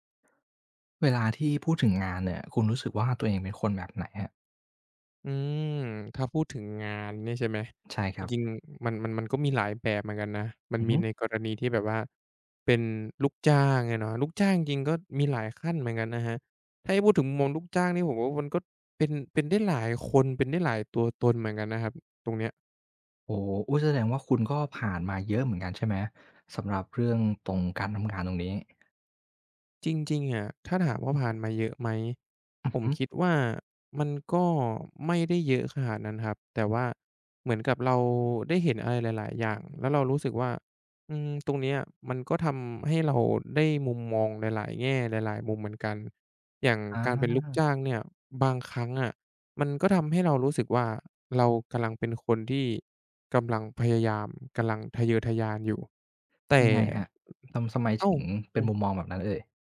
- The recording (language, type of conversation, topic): Thai, podcast, งานของคุณทำให้คุณรู้สึกว่าเป็นคนแบบไหน?
- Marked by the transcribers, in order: other background noise